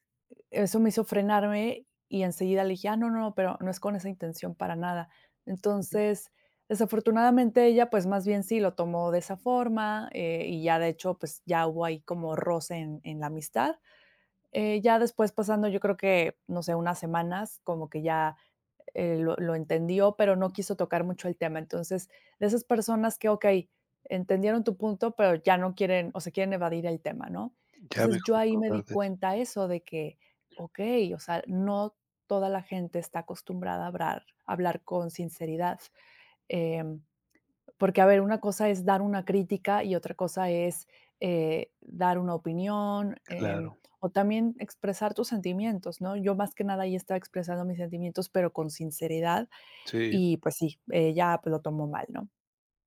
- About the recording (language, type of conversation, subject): Spanish, podcast, Qué haces cuando alguien reacciona mal a tu sinceridad
- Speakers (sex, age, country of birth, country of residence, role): female, 35-39, Mexico, Mexico, guest; male, 60-64, Mexico, Mexico, host
- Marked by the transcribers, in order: "hablar" said as "habrar"; other background noise